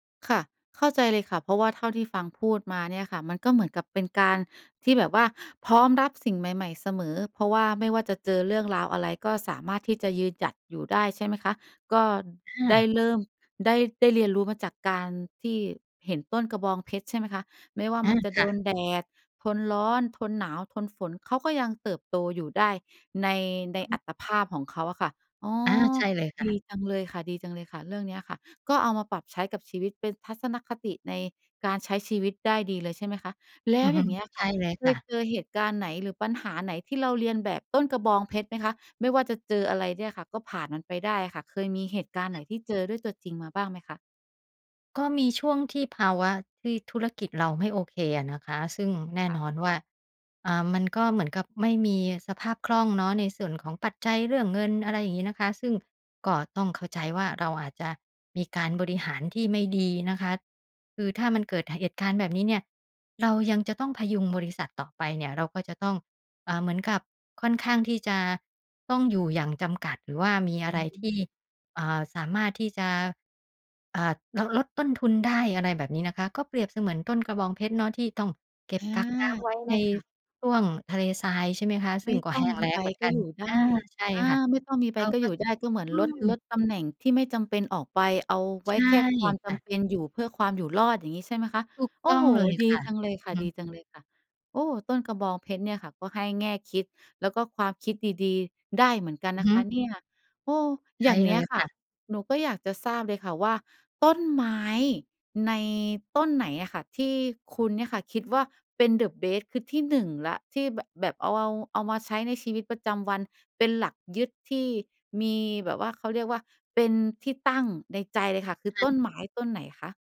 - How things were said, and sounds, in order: other noise; in English: "เบส"
- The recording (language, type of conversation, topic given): Thai, podcast, ต้นไม้ให้บทเรียนอะไรที่เรานำไปใช้ในชีวิตจริงได้บ้าง?